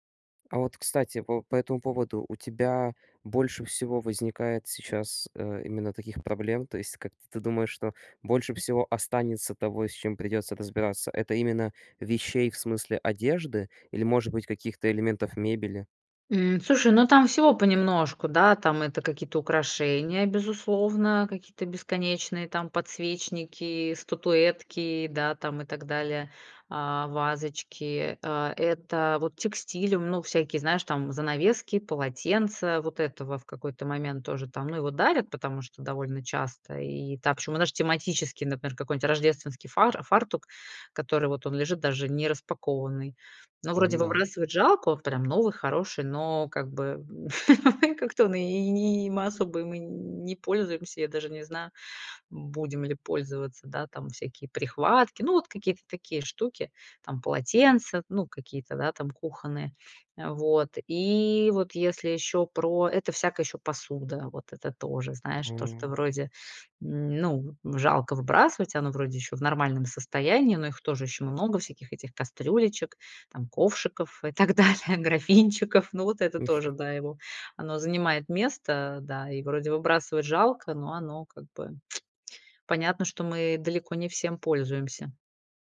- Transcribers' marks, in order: "слушай" said as "сушай"; tapping; "причём" said as "чём"; "знаешь" said as "наш"; laugh; laughing while speaking: "и так далее"; chuckle; lip smack
- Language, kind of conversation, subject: Russian, advice, Как при переезде максимально сократить количество вещей и не пожалеть о том, что я от них избавился(ась)?